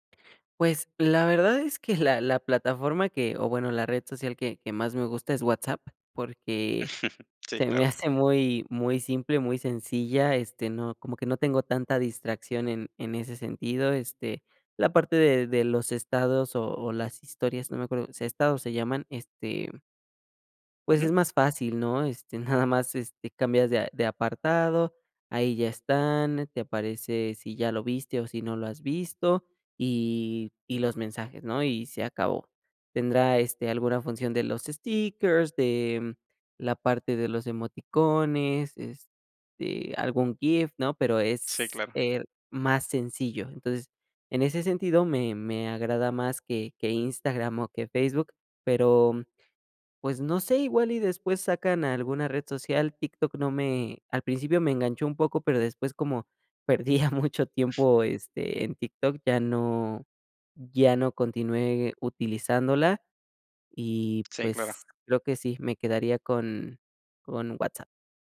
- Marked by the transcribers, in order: chuckle; laughing while speaking: "perdía mucho"
- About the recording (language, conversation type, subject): Spanish, podcast, ¿Qué te frena al usar nuevas herramientas digitales?